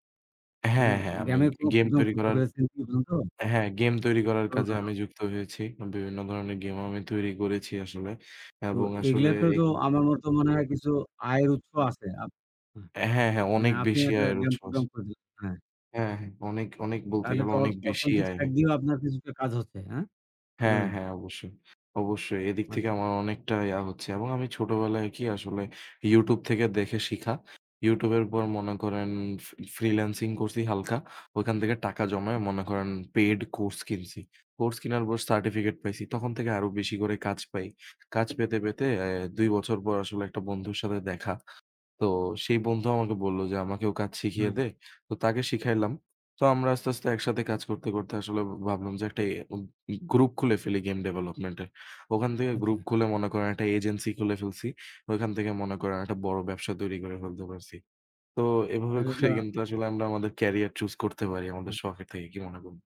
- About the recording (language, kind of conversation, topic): Bengali, unstructured, আপনার শখ কীভাবে আপনার জীবনকে আরও অর্থপূর্ণ করে তুলেছে?
- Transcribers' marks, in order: other background noise; tapping; laughing while speaking: "এভাবে করে"